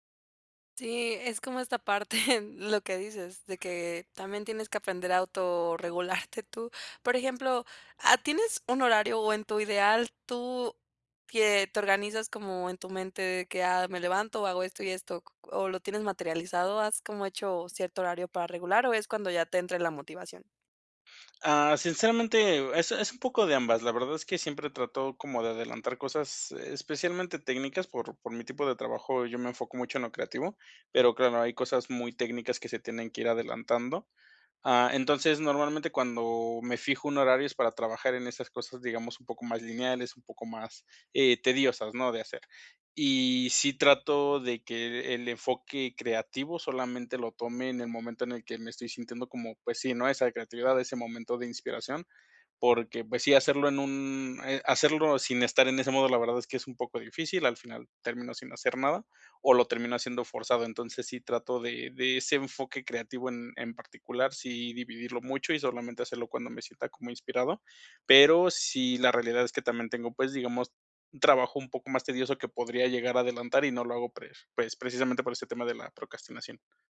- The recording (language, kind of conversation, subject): Spanish, advice, ¿Cómo puedo reducir las distracciones para enfocarme en mis prioridades?
- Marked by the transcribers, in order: laughing while speaking: "parte"; other background noise; laughing while speaking: "autorregularte"